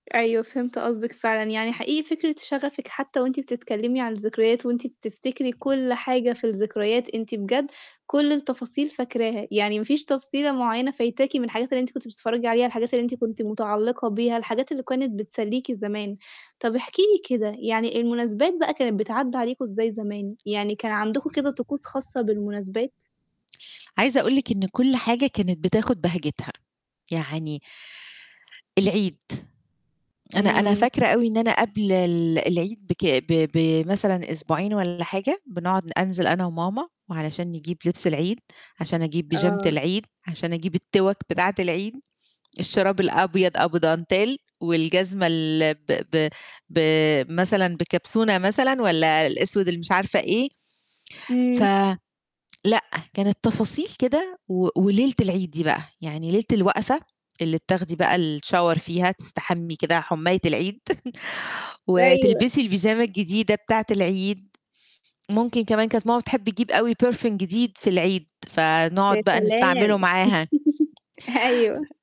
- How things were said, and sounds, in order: other background noise; distorted speech; in French: "dentelle"; in English: "الShower"; chuckle; in English: "perfume"; laugh
- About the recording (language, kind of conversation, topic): Arabic, podcast, إيه ذكريات الطفولة اللي بتجيلك أول ما تفتكر البيت؟